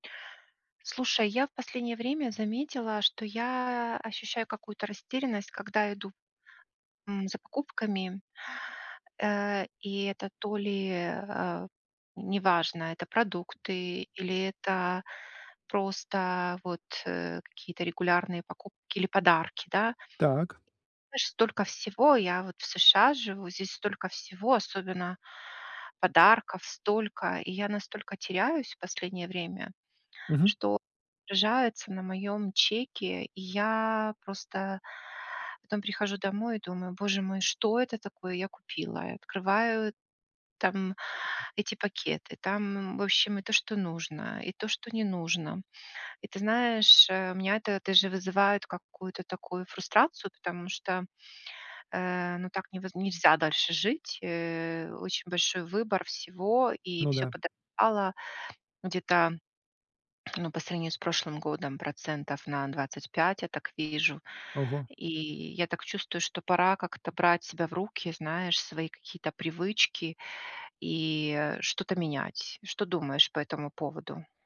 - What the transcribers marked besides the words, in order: none
- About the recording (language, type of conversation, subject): Russian, advice, Почему я чувствую растерянность, когда иду за покупками?